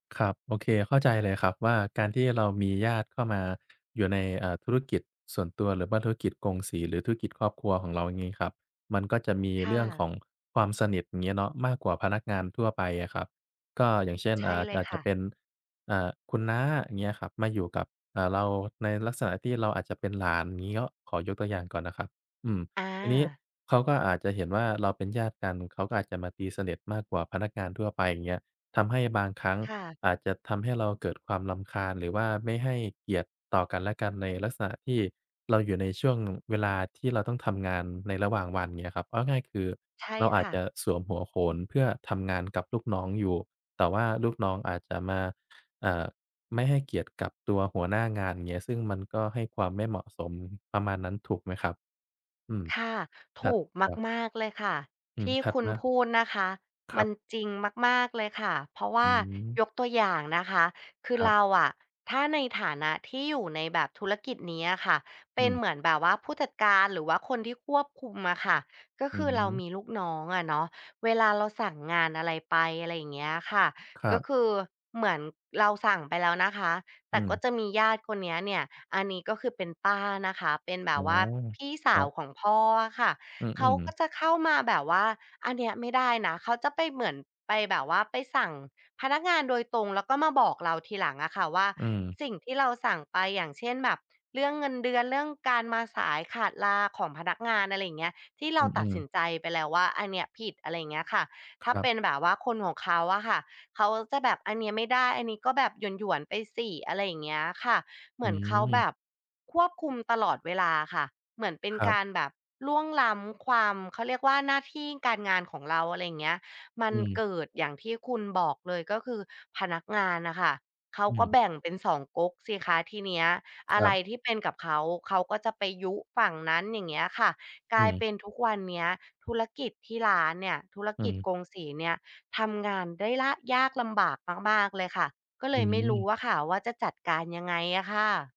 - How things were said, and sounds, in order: other background noise; tapping
- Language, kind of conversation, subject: Thai, advice, คุณควรตั้งขอบเขตและรับมือกับญาติที่ชอบควบคุมและละเมิดขอบเขตอย่างไร?